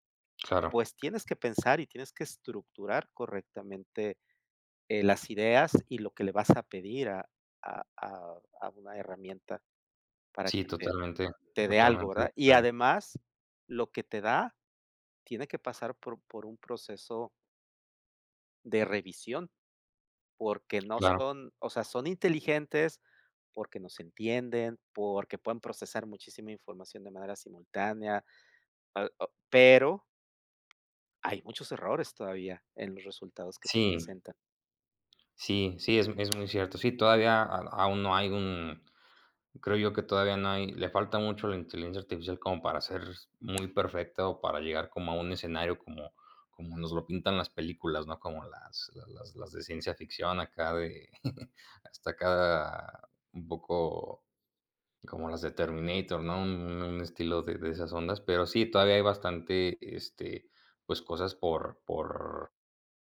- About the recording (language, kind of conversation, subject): Spanish, unstructured, ¿Cómo crees que la tecnología ha cambiado la educación?
- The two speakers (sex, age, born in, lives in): male, 20-24, Mexico, Mexico; male, 55-59, Mexico, Mexico
- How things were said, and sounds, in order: tapping; other noise; other background noise; chuckle